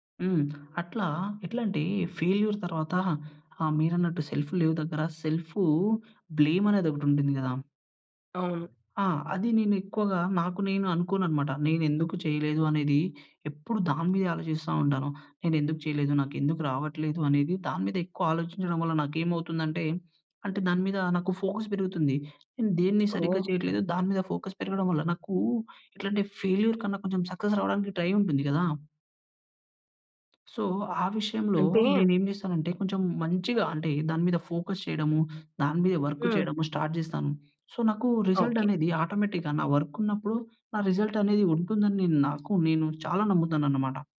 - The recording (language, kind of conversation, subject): Telugu, podcast, పడి పోయిన తర్వాత మళ్లీ లేచి నిలబడేందుకు మీ రహసం ఏమిటి?
- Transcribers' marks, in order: tapping; in English: "ఫెయిల్యూర్"; in English: "సెల్ఫ్"; in English: "బ్లేమ్"; in English: "ఫోకస్"; other background noise; in English: "ఫోకస్"; in English: "ఫెయిల్యూర్"; in English: "సక్సెస్"; in English: "ట్రై"; in English: "సో"; in English: "ఫోకస్"; in English: "స్టార్ట్"; in English: "సో"; in English: "రిజల్ట్"; in English: "ఆటోమేటిక్‌గా"; in English: "వర్క్"; in English: "రిజల్ట్"